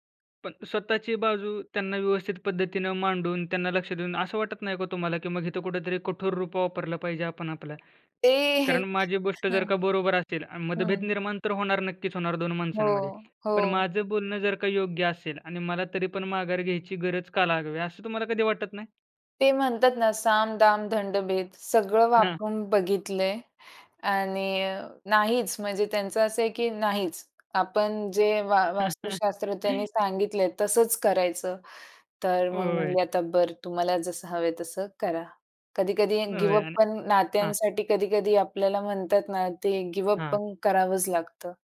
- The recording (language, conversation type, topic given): Marathi, podcast, एकत्र काम करताना मतभेद आल्यास तुम्ही काय करता?
- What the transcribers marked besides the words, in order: tapping; chuckle; other background noise; chuckle; in English: "गिव अप"; in English: "गिव अप"